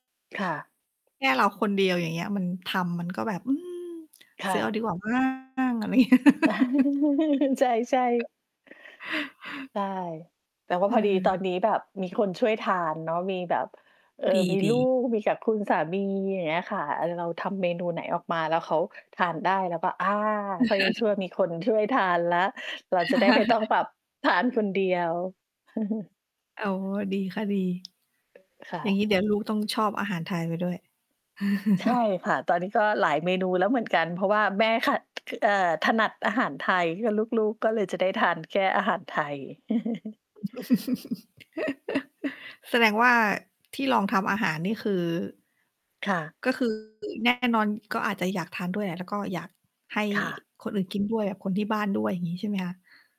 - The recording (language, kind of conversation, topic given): Thai, unstructured, ทำไมคุณถึงชอบอาหารจานโปรดของคุณ?
- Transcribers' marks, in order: chuckle; distorted speech; laughing while speaking: "อะไรเงี้ย"; laugh; laugh; laugh; chuckle; static; tapping; laugh; chuckle; laugh